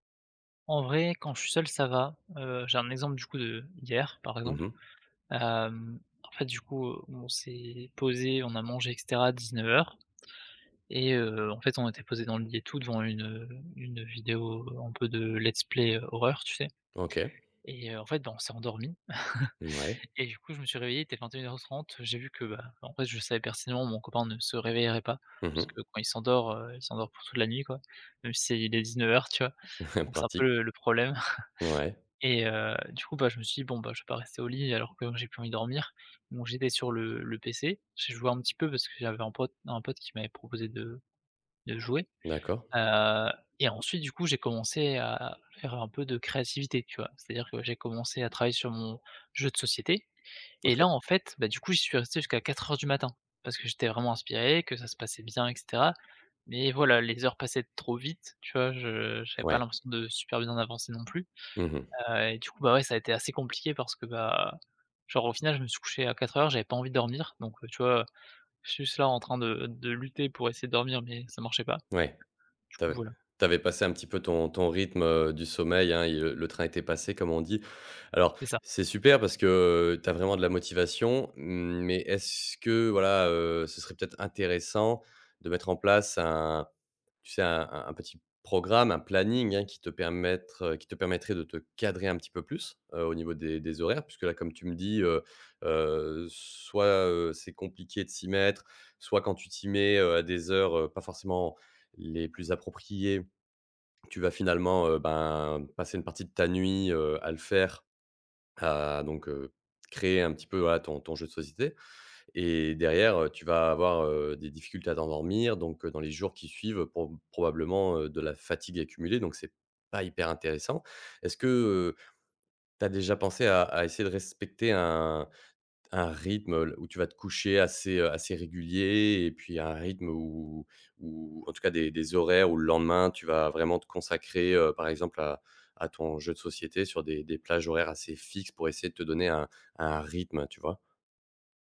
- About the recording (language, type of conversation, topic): French, advice, Pourquoi m'est-il impossible de commencer une routine créative quotidienne ?
- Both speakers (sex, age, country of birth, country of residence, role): male, 20-24, France, France, user; male, 30-34, France, France, advisor
- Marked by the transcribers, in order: in English: "let's play"; chuckle; chuckle; stressed: "rythme"